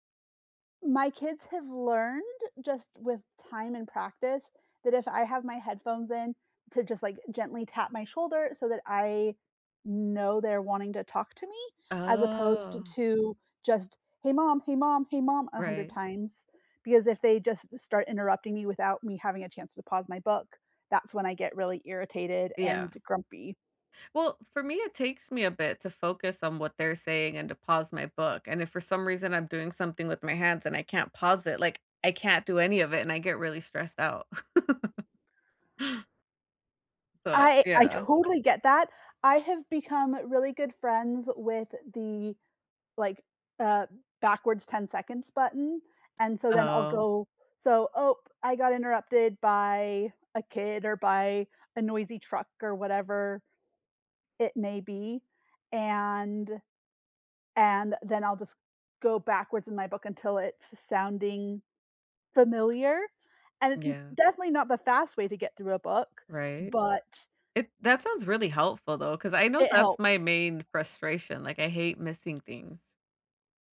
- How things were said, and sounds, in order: other background noise; drawn out: "Oh"; laugh
- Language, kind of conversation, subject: English, unstructured, How do you stay motivated when working toward a big goal?